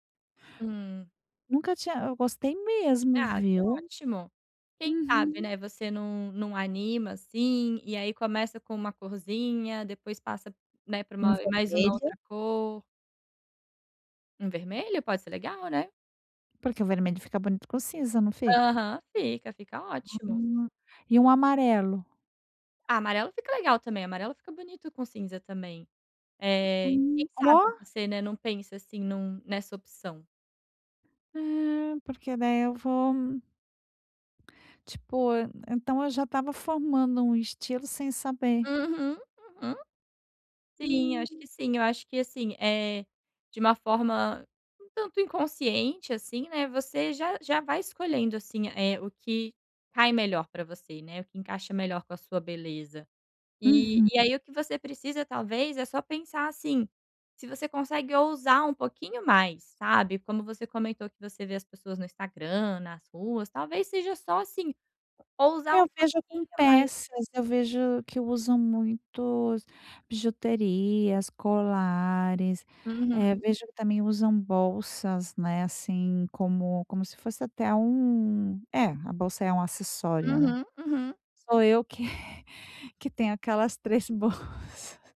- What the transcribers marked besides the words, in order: laugh; laughing while speaking: "bolsas"
- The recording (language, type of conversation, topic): Portuguese, advice, Como posso escolher roupas que me caiam bem e me façam sentir bem?